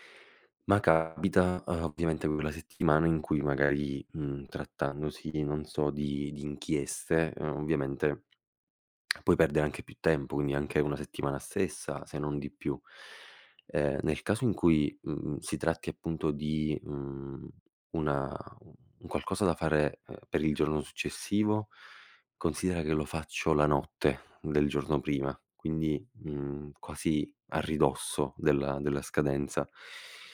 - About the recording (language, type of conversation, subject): Italian, advice, Come posso smettere di procrastinare su un progetto importante fino all'ultimo momento?
- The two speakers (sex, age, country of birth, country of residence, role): female, 20-24, Italy, Italy, advisor; male, 25-29, Italy, Italy, user
- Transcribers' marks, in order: other background noise